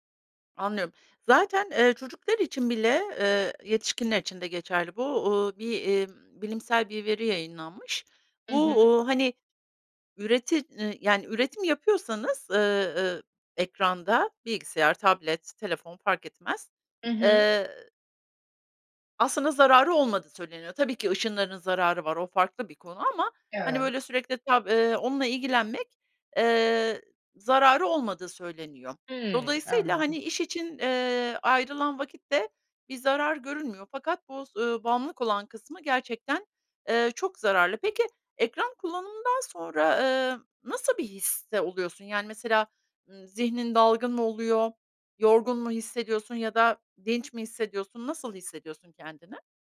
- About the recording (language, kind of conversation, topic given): Turkish, advice, Sosyal medya ve telefon yüzünden dikkatimin sürekli dağılmasını nasıl önleyebilirim?
- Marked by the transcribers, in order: unintelligible speech